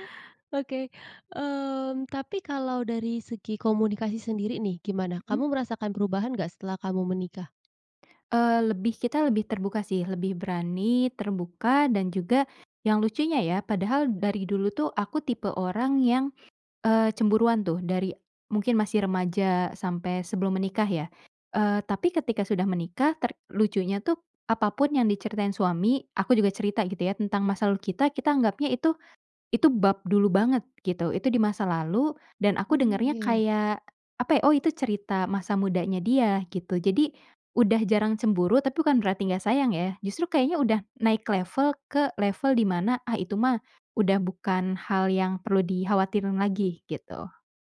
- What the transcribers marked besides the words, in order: tapping
- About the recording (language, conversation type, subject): Indonesian, podcast, Apa yang berubah dalam hidupmu setelah menikah?